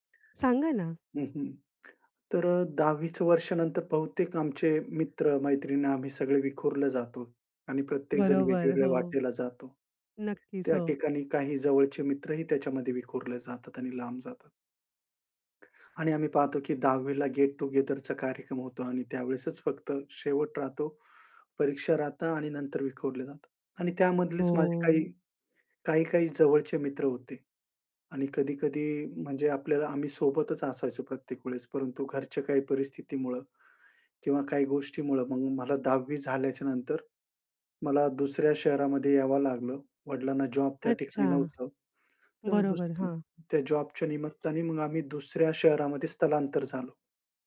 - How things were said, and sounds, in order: in English: "गेट टुगेदरचा"; drawn out: "हो"; other background noise; unintelligible speech
- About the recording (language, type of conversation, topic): Marathi, podcast, जुनी मैत्री पुन्हा नव्याने कशी जिवंत कराल?